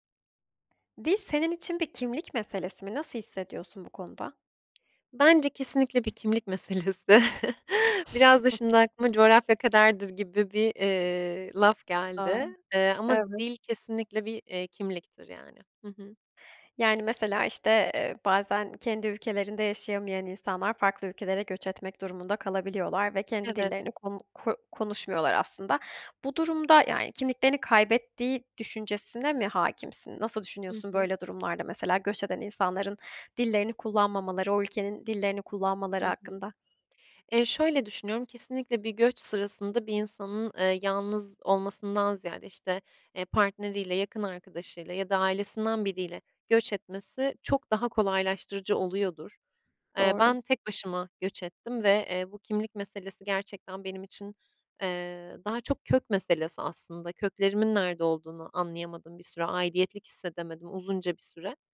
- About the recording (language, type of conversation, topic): Turkish, podcast, Dil senin için bir kimlik meselesi mi; bu konuda nasıl hissediyorsun?
- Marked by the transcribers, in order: other background noise; tapping; laughing while speaking: "meselesi"; chuckle